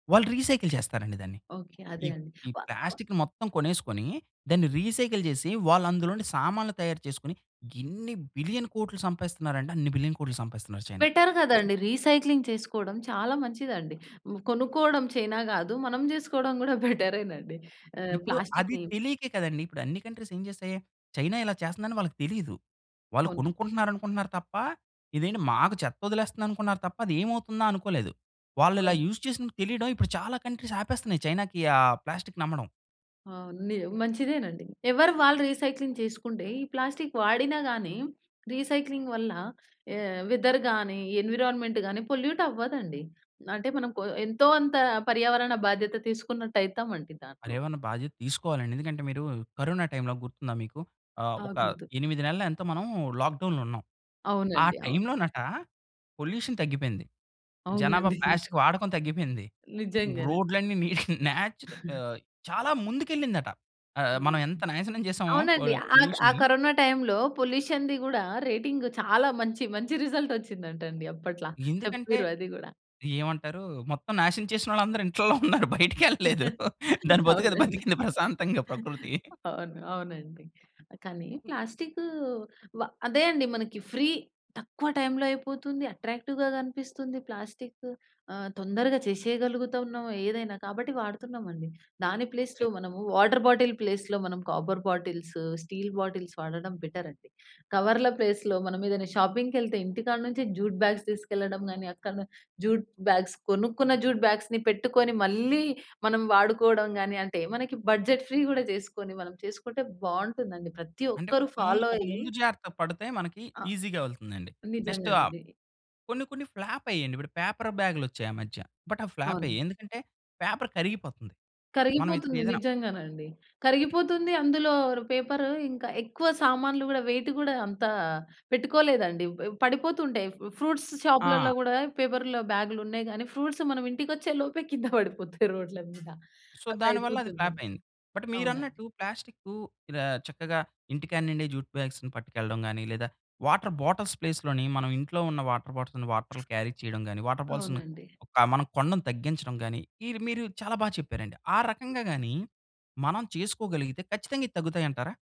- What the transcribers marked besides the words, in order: in English: "రీసైకిల్"; in English: "ప్లాస్టిక్"; unintelligible speech; in English: "రీసైకిల్"; in English: "బిలియన్"; in English: "బిలియన్"; in English: "బెటర్"; other background noise; in English: "రీసైక్లింగ్"; chuckle; in English: "ప్లాస్టి‌క్‌ని"; in English: "కంట్రీస్"; in English: "యూస్"; other noise; in English: "కంట్రీస్"; in English: "ప్లాస్టిక్‌ని"; in English: "రీసైక్లింగ్"; in English: "ప్లాస్టిక్"; in English: "రీసైక్లింగ్"; in English: "వెదర్"; in English: "ఎన్విరాన్‌మెంట్"; in English: "పొల్యూట్"; in English: "కరోనా టైమ్‌లో"; unintelligible speech; in English: "లాక్‌డౌన్‌లో"; in English: "పొల్యూషన్"; laugh; in English: "ప్లాస్టిక్"; laugh; in English: "కరోనా టైమ్‌లో పొల్యూషన్‌ది"; in English: "పొల్యూషన్‌ని"; in English: "రేటింగ్"; in English: "రిజల్ట్"; laughing while speaking: "ఇంట్లలో ఉన్నారు. బయటికి వెళ్ళలేదు. దాని బతుకు అది బతికింది ప్రశాంతంగా ప్రకృతి"; laughing while speaking: "అవునండి"; in English: "ప్లాస్టిక్"; in English: "ఫ్రీ"; in English: "టైమ్‌లో"; in English: "అట్రాక్టివ్‌గా"; in English: "ప్లాస్టిక్"; in English: "ప్లేస్‌లో"; in English: "వాటర్ బాటిల్ ప్లేస్‌లో"; in English: "కాపర్ బాటిల్స్, స్టీల్ బాటిల్స్"; in English: "బెటర్"; in English: "ప్లేస్‌లో"; in English: "షాపింగ్‌కెళ్తే"; in English: "జ్యూట్ బ్యాగ్స్"; in English: "జ్యూట్ బ్యాగ్స్"; in English: "జ్యూట్ బ్యాగ్స్‌ని"; in English: "బడ్జెట్ ఫ్రీ"; in English: "ఫాలో"; in English: "ఈసీ‌గా"; in English: "నెక్స్ట్"; in English: "ఫ్లాప్"; in English: "బట్"; in English: "ఫ్లాప్"; in English: "పేపర్"; in English: "ర్ పేపర్"; in English: "ఫ్రూట్స్"; in English: "ఫ్రూట్స్"; in English: "సో"; in English: "ఫ్లాప్"; in English: "బట్"; in English: "జ్యూట్ బ్యాగ్స్‌ని"; in English: "వాటర్ బాటిల్స్ ప్లేస్‌లోని"; in English: "వాటర్ బాటిల్స్‌ని"; in English: "క్యారీ"; in English: "వాటర్ బాల్స్‌ని"
- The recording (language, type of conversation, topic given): Telugu, podcast, ప్లాస్టిక్ తగ్గించడానికి రోజువారీ ఎలాంటి మార్పులు చేయవచ్చు?